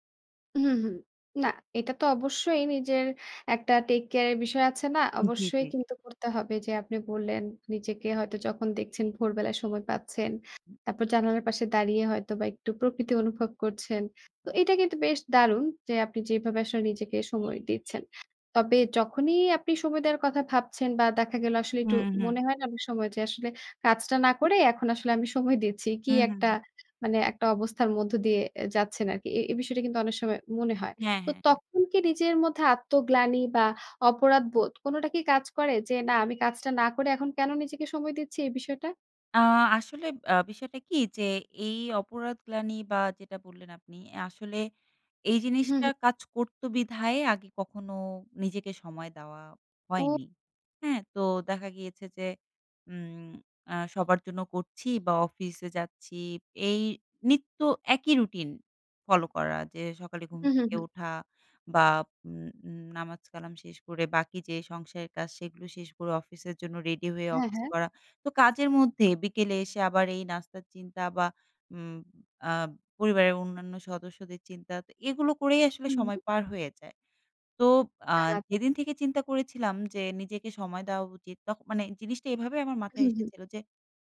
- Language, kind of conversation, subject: Bengali, podcast, নিজেকে সময় দেওয়া এবং আত্মযত্নের জন্য আপনার নিয়মিত রুটিনটি কী?
- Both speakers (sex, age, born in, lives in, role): female, 25-29, Bangladesh, Bangladesh, guest; female, 25-29, Bangladesh, Bangladesh, host
- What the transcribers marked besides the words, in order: horn; unintelligible speech; tapping; scoff